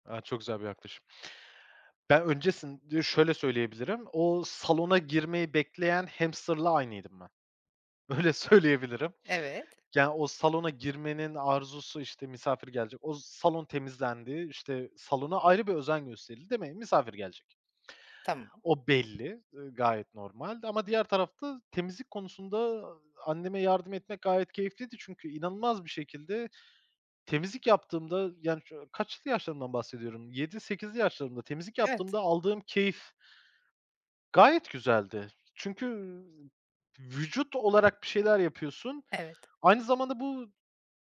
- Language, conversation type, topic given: Turkish, podcast, Misafir ağırlarken konforu nasıl sağlarsın?
- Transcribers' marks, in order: in English: "hamster'la"; laughing while speaking: "Öyle söyleyebilirim"; tapping; other noise